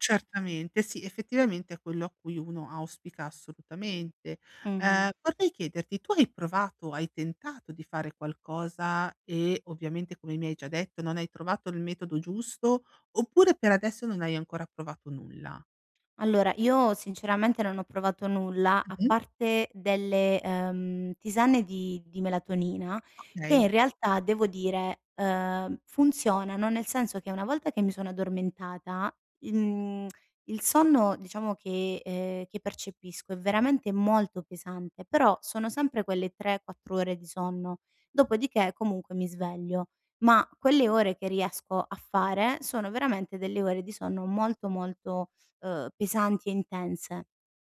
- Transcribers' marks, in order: none
- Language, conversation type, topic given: Italian, advice, Come posso usare le abitudini serali per dormire meglio?